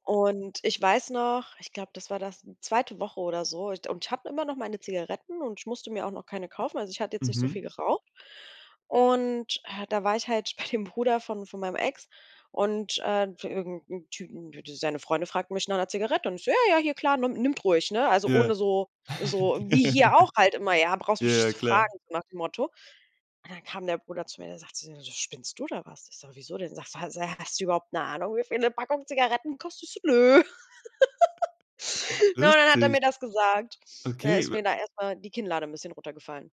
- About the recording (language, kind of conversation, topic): German, podcast, Was bedeutet „weniger besitzen, mehr erleben“ ganz konkret für dich?
- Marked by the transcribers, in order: laughing while speaking: "bei"; other background noise; laugh; giggle